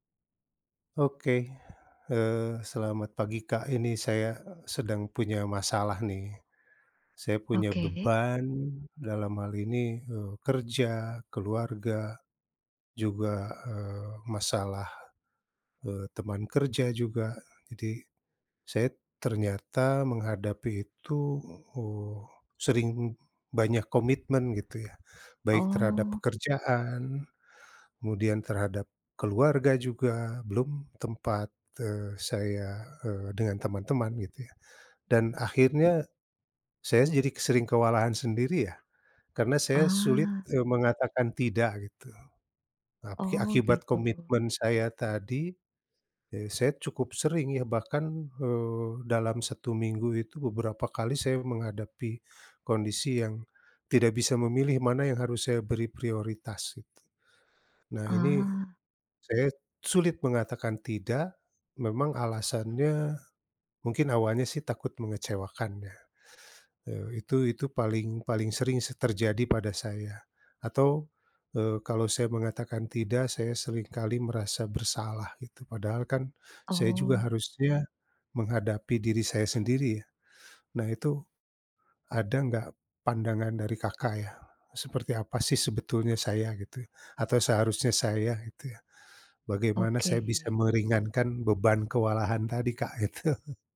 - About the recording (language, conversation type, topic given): Indonesian, advice, Bagaimana cara mengatasi terlalu banyak komitmen sehingga saya tidak mudah kewalahan dan bisa berkata tidak?
- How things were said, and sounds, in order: laughing while speaking: "gitu"